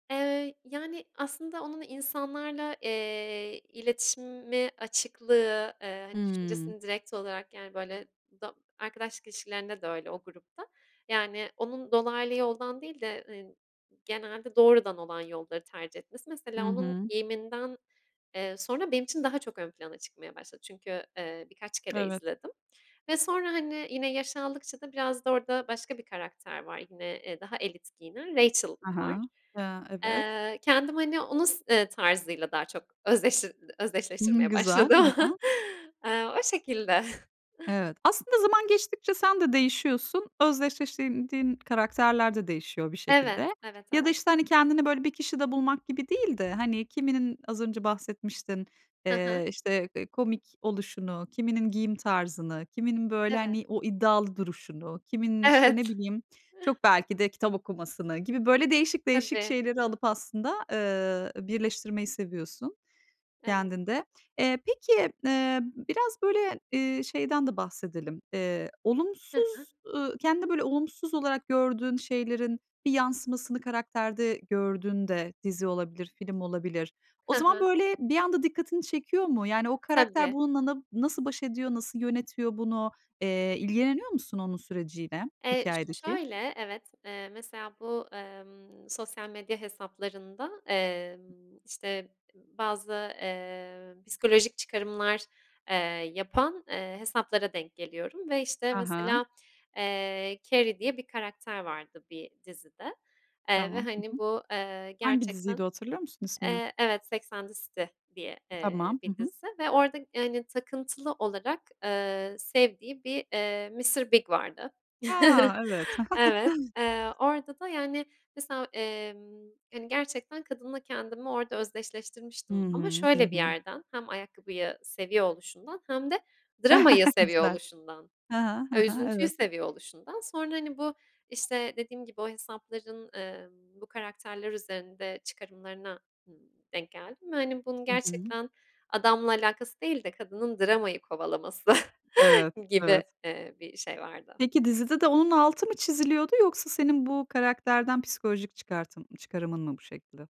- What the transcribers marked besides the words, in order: chuckle; "Özdeşleştirdiğin" said as "özdeşleştindiğin"; laughing while speaking: "Evet"; tapping; other background noise; chuckle; chuckle; chuckle; chuckle
- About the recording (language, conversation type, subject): Turkish, podcast, Hangi dizi karakteriyle özdeşleşiyorsun, neden?